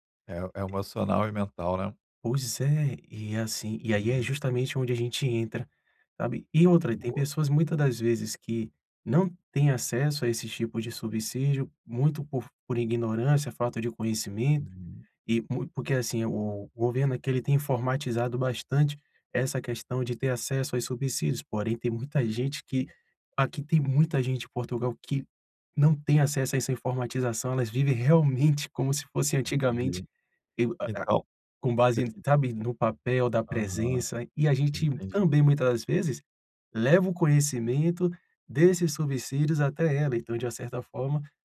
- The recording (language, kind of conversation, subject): Portuguese, advice, Como posso encontrar propósito ao ajudar minha comunidade por meio do voluntariado?
- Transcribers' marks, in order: unintelligible speech